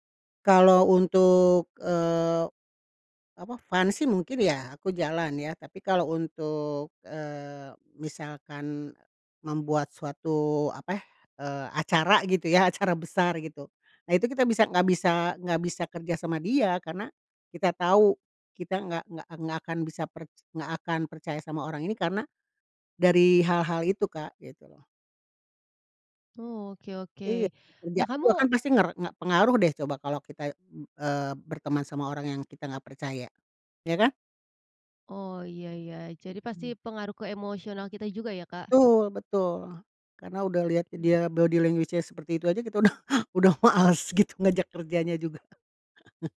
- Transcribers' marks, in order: in English: "fun"; in English: "body language-nya"; chuckle; laughing while speaking: "males gitu"; chuckle
- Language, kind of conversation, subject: Indonesian, podcast, Menurutmu, apa tanda awal kalau seseorang bisa dipercaya?